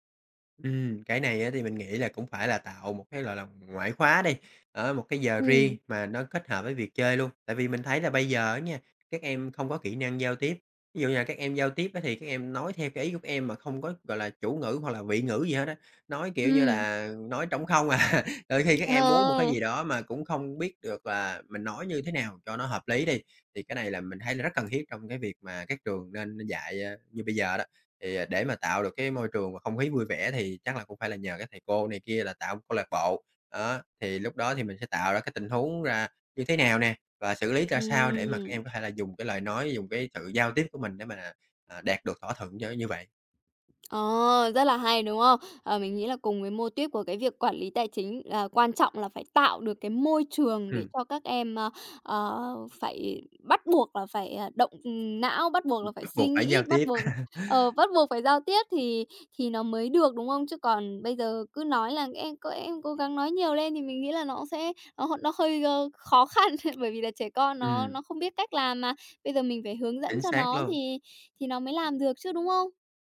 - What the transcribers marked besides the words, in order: tapping; laughing while speaking: "à"; other background noise; other noise; chuckle; chuckle
- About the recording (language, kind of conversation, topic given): Vietnamese, podcast, Bạn nghĩ nhà trường nên dạy kỹ năng sống như thế nào?